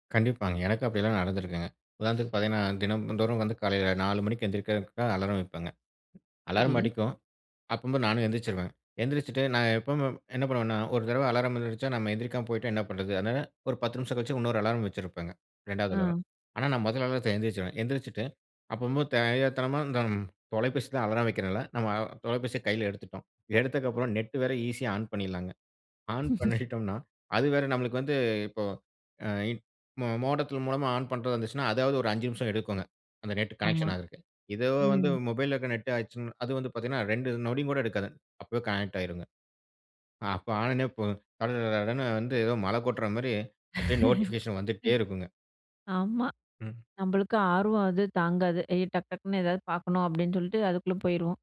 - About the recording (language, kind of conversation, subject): Tamil, podcast, கைபேசி அறிவிப்புகள் நமது கவனத்தைச் சிதறவைக்கிறதா?
- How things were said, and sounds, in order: laugh; in English: "நோட்டிபிகேஷன்"; laugh